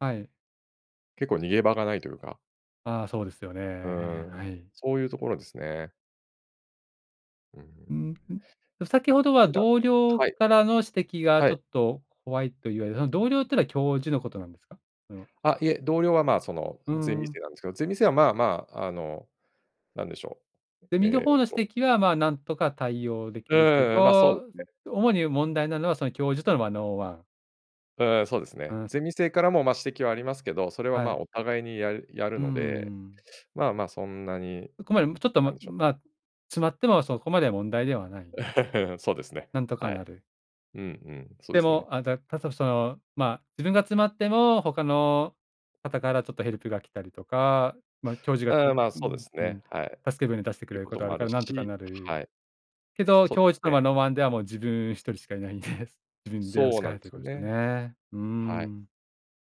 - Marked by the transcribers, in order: tapping; unintelligible speech; other background noise; in English: "ワンオンワン"; put-on voice: "ワンオンワン"; chuckle; in English: "ワンオンワン"; put-on voice: "ワンオンワン"; laughing while speaking: "いないんです"
- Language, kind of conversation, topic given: Japanese, advice, 会議や発表で自信を持って自分の意見を表現できないことを改善するにはどうすればよいですか？